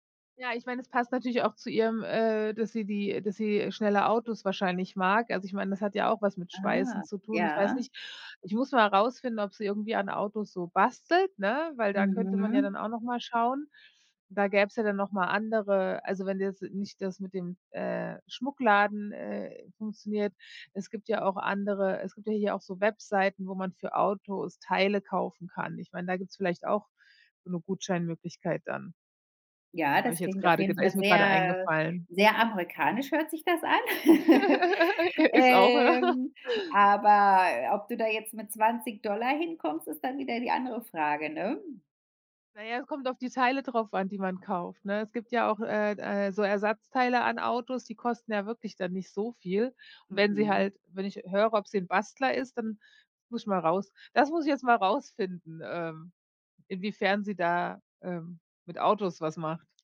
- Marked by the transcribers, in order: laughing while speaking: "Ist auch Ja"; laugh
- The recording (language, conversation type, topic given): German, advice, Welche Geschenkideen gibt es, wenn mir für meine Freundin nichts einfällt?